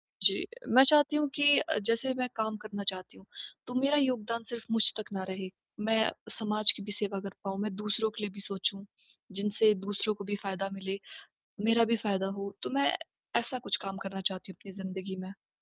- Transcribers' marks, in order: none
- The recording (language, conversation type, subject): Hindi, advice, मैं अपने बड़े सपनों को रोज़मर्रा के छोटे, नियमित कदमों में कैसे बदलूँ?
- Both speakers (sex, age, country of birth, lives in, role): female, 20-24, India, India, user; female, 25-29, India, India, advisor